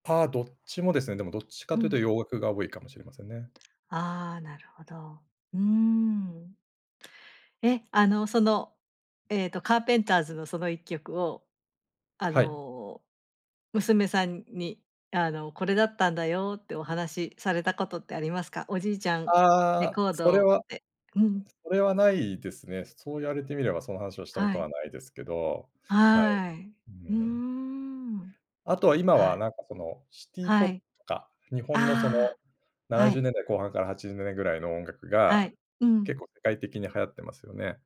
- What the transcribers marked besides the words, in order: none
- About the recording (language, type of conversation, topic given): Japanese, podcast, 親や家族の音楽の影響を感じることはありますか？
- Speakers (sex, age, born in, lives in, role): female, 50-54, Japan, Japan, host; male, 50-54, Japan, Japan, guest